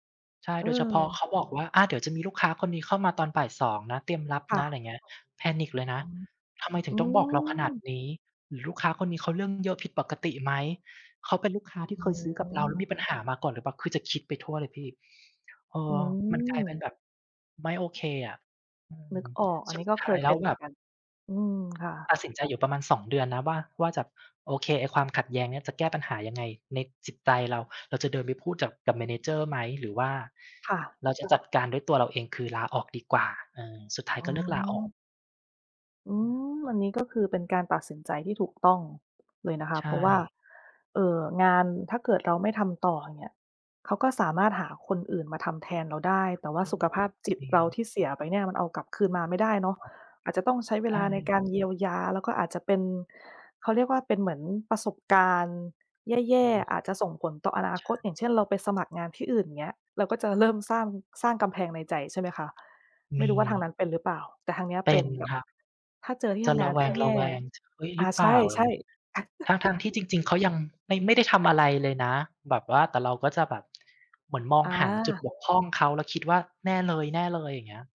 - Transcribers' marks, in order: other background noise; tapping; in English: "Panic"; in English: "Manager"; chuckle
- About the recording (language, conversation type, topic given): Thai, unstructured, คุณเคยมีประสบการณ์ที่ได้เรียนรู้จากความขัดแย้งไหม?